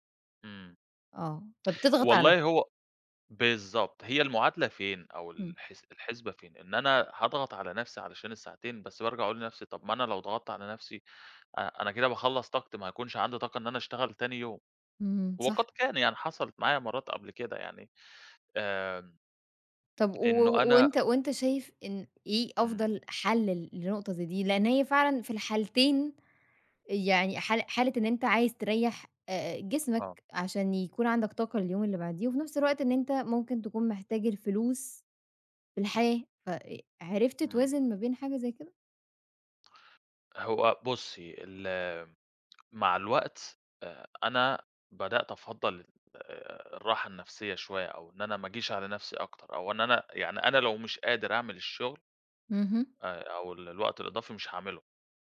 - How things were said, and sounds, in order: none
- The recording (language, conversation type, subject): Arabic, podcast, إزاي بتقرر بين راحة دلوقتي ومصلحة المستقبل؟